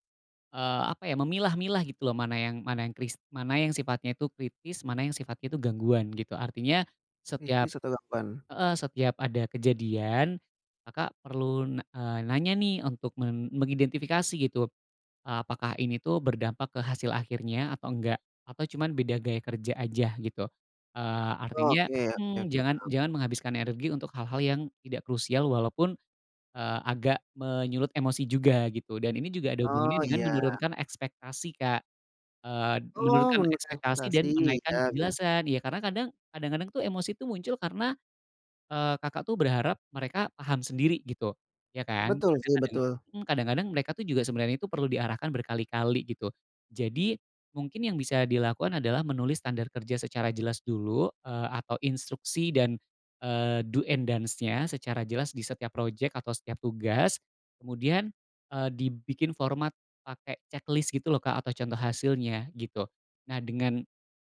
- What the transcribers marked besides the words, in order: "ekspektasi" said as "pektasi"; in English: "do and don'ts-nya"; in English: "checklist"
- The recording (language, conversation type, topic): Indonesian, advice, Bagaimana cara mengelola emosi agar tetap fokus setiap hari?